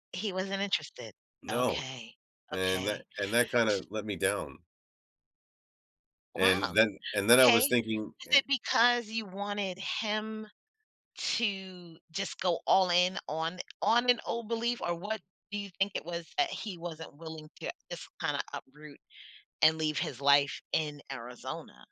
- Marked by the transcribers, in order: other noise
- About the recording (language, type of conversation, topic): English, advice, How can I cope with changing a long-held belief?
- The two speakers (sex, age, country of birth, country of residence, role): female, 45-49, United States, United States, advisor; male, 45-49, United States, United States, user